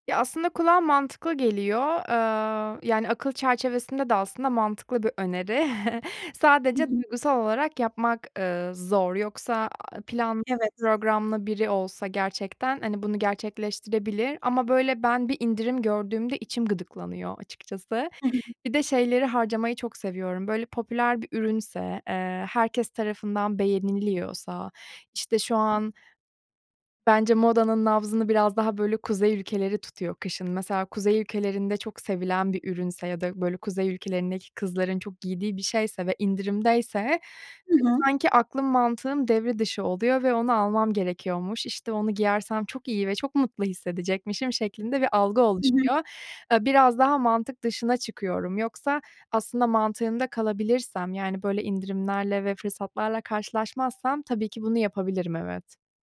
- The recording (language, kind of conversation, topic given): Turkish, advice, Aylık harcamalarımı kontrol edemiyor ve bütçe yapamıyorum; bunu nasıl düzeltebilirim?
- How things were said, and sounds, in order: other background noise; chuckle; tapping